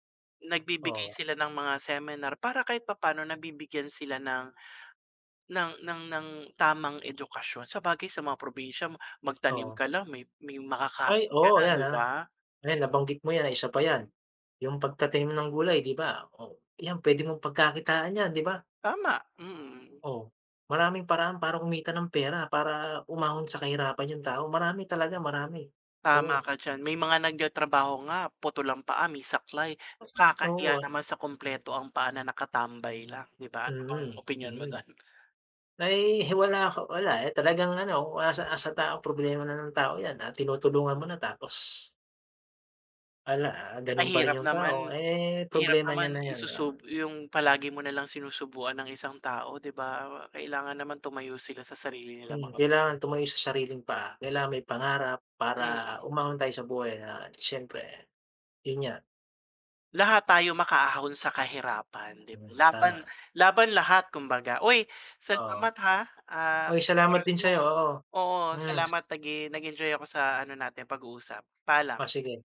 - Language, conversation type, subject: Filipino, unstructured, Paano nakaaapekto ang kahirapan sa buhay ng mga tao?
- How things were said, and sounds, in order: tapping